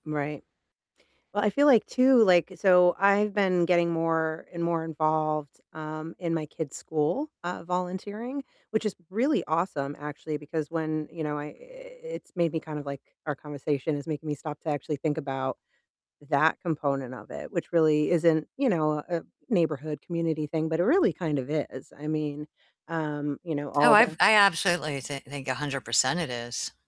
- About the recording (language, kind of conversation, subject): English, unstructured, How can volunteering change the place where you live?
- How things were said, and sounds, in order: none